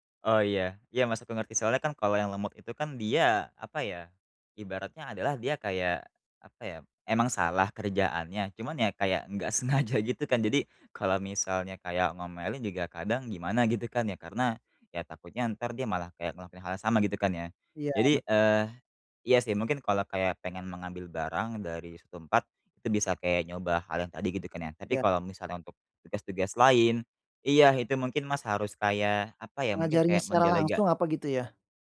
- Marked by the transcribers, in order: "suatu" said as "su"
- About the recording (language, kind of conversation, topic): Indonesian, advice, Bagaimana cara membangun tim inti yang efektif untuk startup saya?